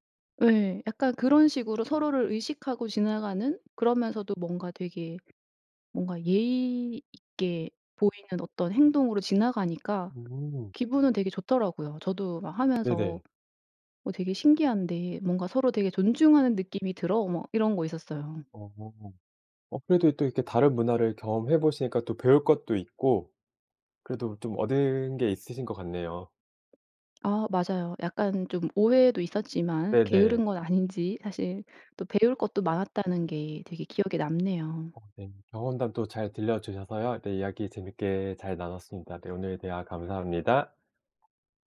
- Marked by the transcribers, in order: tapping; other background noise
- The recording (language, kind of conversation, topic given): Korean, podcast, 여행 중 낯선 사람에게서 문화 차이를 배웠던 경험을 이야기해 주실래요?